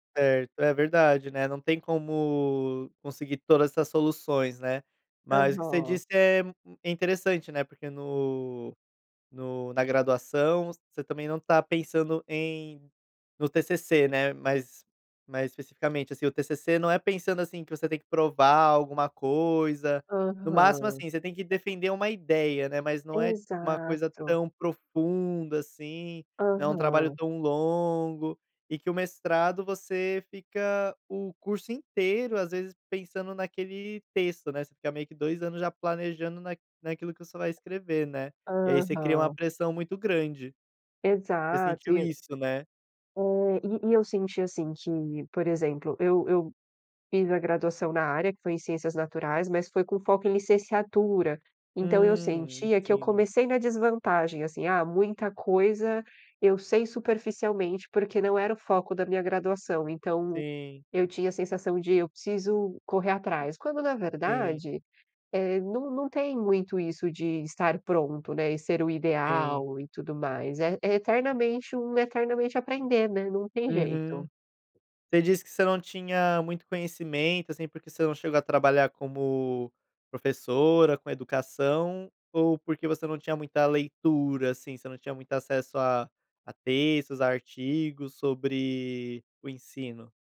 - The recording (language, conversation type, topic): Portuguese, podcast, O que você faz quando o perfeccionismo te paralisa?
- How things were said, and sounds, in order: other background noise